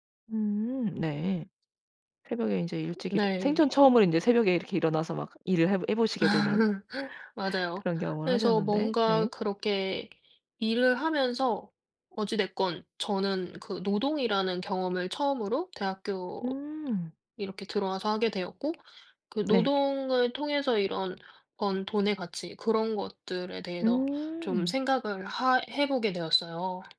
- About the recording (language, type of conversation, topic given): Korean, podcast, 자신의 공부 습관을 완전히 바꾸게 된 계기가 있으신가요?
- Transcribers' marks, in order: other background noise; laugh; tapping